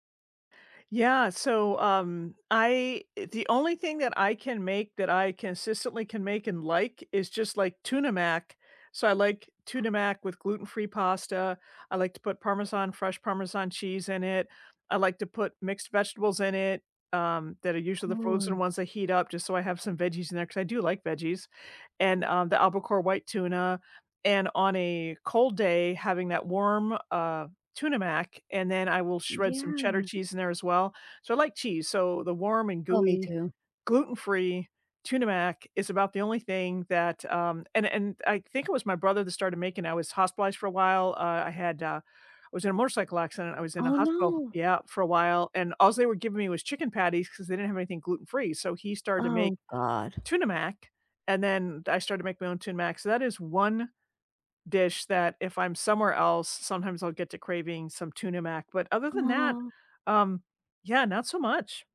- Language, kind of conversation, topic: English, unstructured, Which meal instantly feels like home to you, and what memories, people, or places make it special?
- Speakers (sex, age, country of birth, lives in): female, 40-44, United States, United States; female, 60-64, United States, United States
- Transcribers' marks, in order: "all" said as "alls"